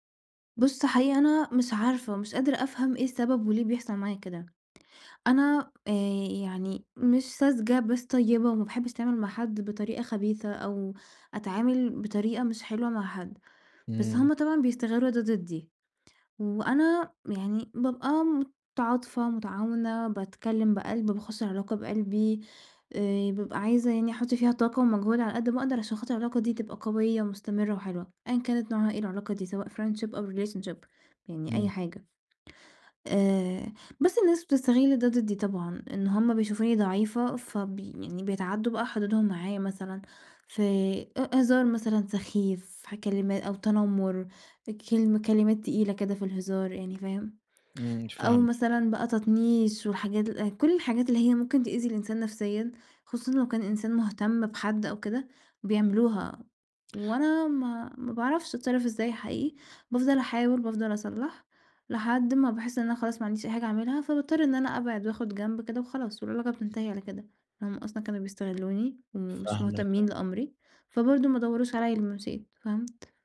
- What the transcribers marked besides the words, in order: in English: "friendship"; in English: "relationship"; tapping
- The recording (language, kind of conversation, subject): Arabic, advice, ليه بتلاقيني بتورّط في علاقات مؤذية كتير رغم إني عايز أبطل؟